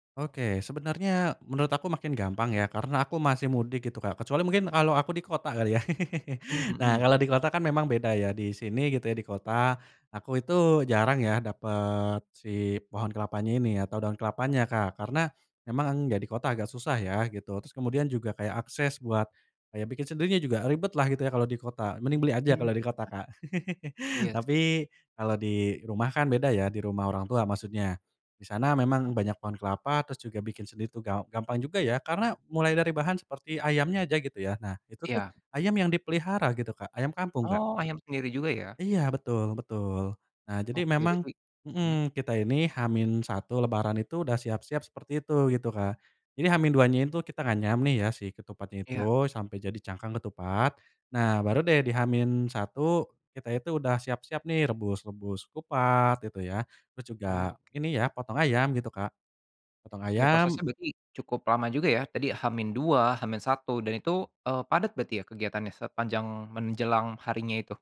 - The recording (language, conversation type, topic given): Indonesian, podcast, Bagaimana tradisi makan keluarga Anda saat mudik atau pulang kampung?
- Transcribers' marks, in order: laugh; unintelligible speech; laugh